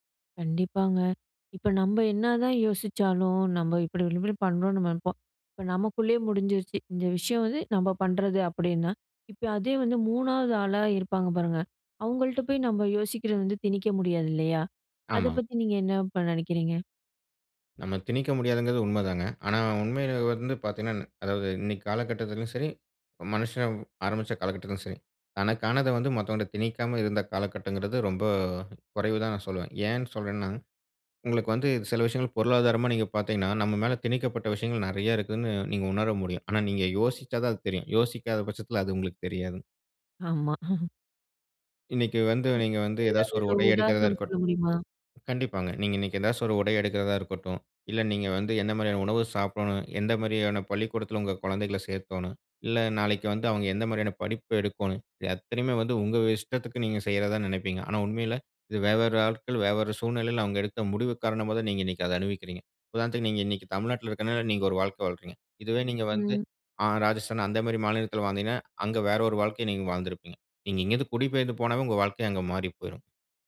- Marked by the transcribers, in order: other background noise; chuckle; "உடை" said as "ஒடை"; "வெவ்வேறு" said as "வேவ்வேற"; "வெவ்வேறு" said as "வேவ்வேற"
- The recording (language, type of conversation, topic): Tamil, podcast, புதுமையான கதைகளை உருவாக்கத் தொடங்குவது எப்படி?